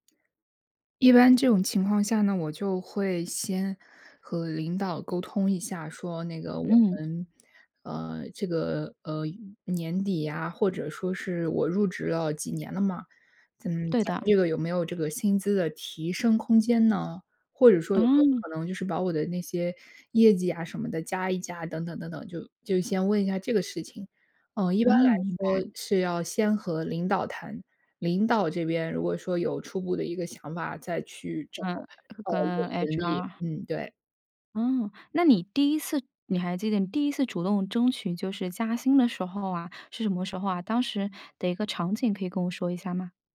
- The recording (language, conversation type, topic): Chinese, podcast, 你是怎么争取加薪或更好的薪酬待遇的？
- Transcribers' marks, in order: tapping; other background noise